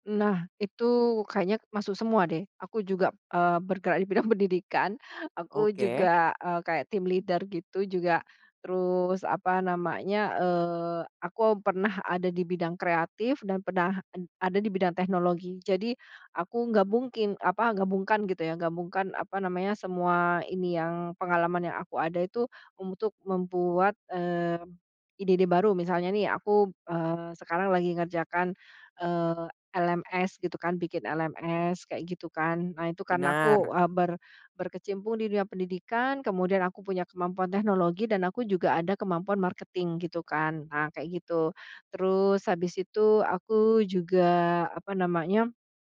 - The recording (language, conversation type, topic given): Indonesian, podcast, Apa metode sederhana untuk memicu aliran ide saat macet?
- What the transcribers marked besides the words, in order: laughing while speaking: "bidang"; in English: "team leader"; in English: "marketing"